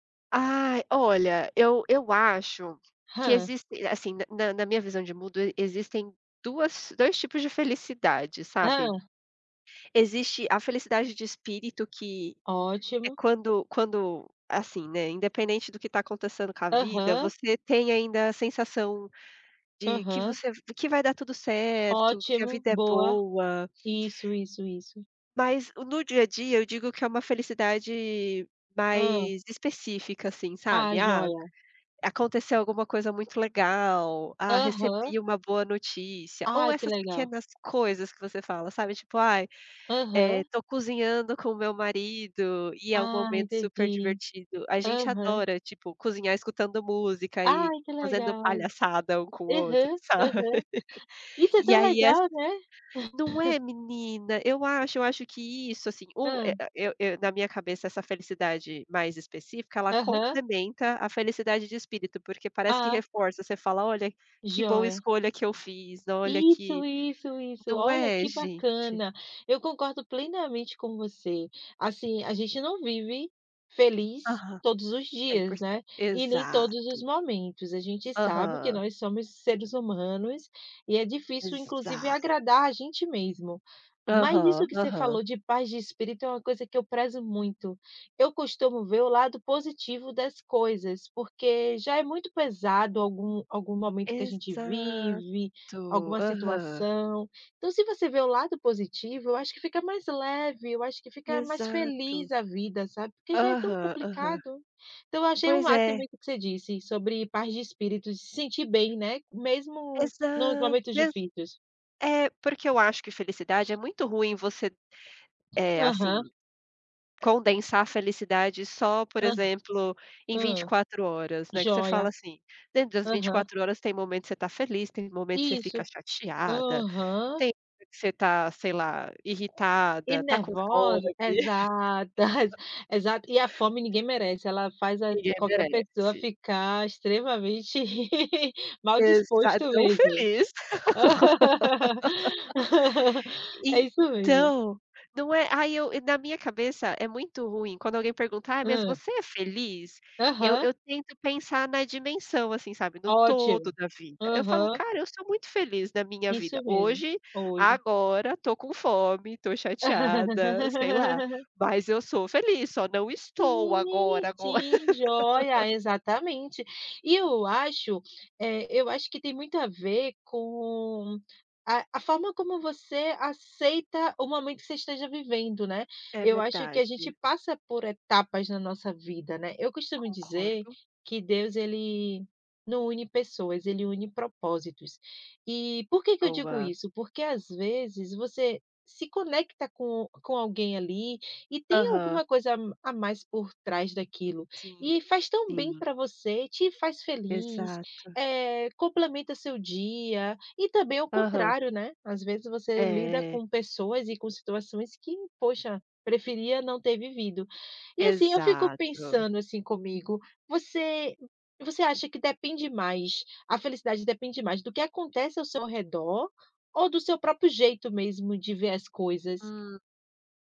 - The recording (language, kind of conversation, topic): Portuguese, unstructured, O que te faz sentir verdadeiramente feliz no dia a dia?
- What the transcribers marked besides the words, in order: chuckle; chuckle; other background noise; chuckle; laugh; chuckle; laugh; laugh; laugh